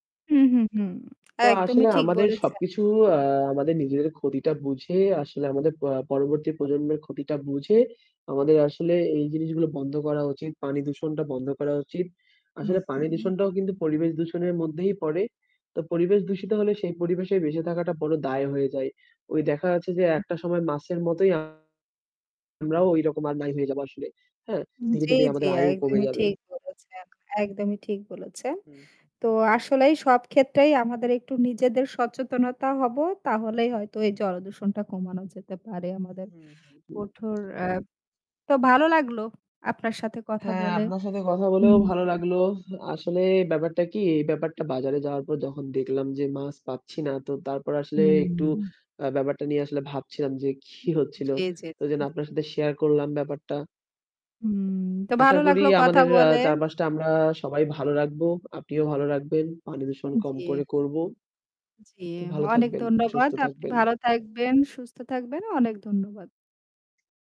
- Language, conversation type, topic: Bengali, unstructured, আপনি কি মনে করেন জলদূষণ কমাতে কঠোর আইন প্রয়োজন?
- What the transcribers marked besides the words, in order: static; tapping; distorted speech; other background noise